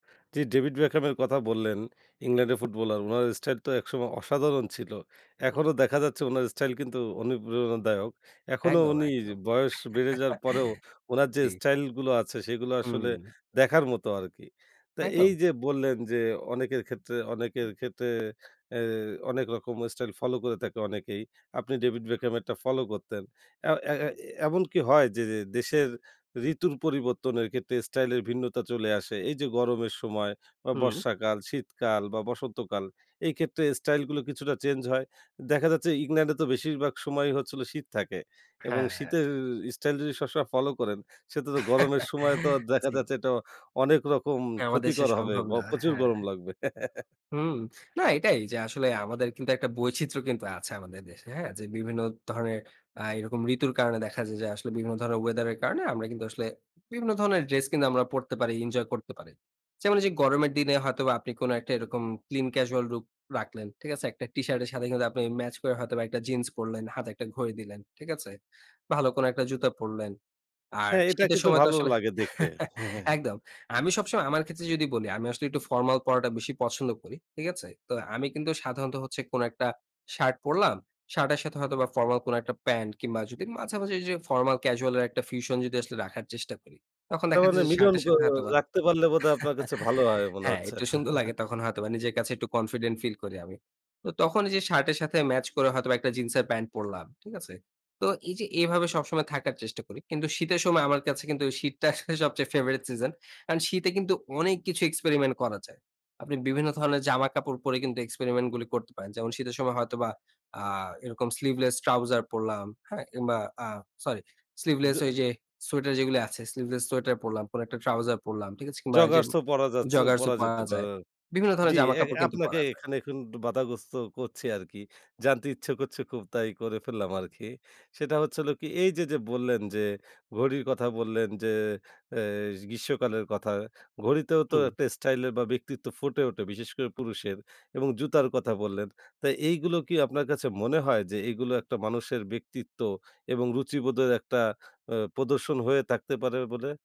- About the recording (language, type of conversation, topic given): Bengali, podcast, তোমার স্টাইলের সবচেয়ে বড় প্রেরণা কে বা কী?
- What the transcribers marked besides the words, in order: tapping; chuckle; "থাকে" said as "তাকে"; chuckle; chuckle; in English: "clean casual look"; chuckle; other background noise; in English: "fusion"; chuckle; chuckle; laughing while speaking: "শীতটা আসলে সবচেয়ে favorite season"; in English: "favorite season"; in English: "sleeveless trouser"; unintelligible speech; "থাকতে" said as "তাক্তে"